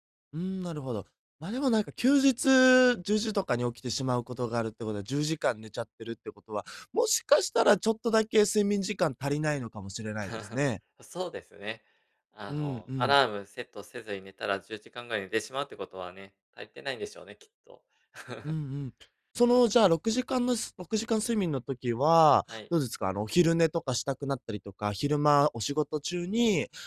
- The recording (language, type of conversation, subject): Japanese, advice, 毎日同じ時間に寝起きする習慣をどうすれば身につけられますか？
- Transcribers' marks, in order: chuckle; chuckle